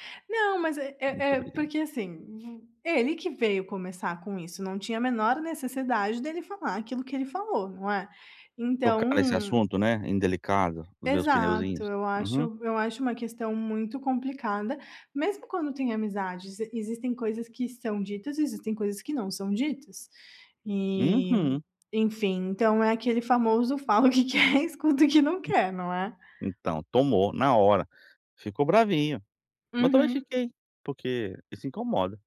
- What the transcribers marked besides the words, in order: laughing while speaking: "que quer escuta o que não quer"; other background noise; tapping
- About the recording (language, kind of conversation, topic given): Portuguese, advice, Como saber quando devo responder a uma crítica e quando devo simplesmente aceitá-la?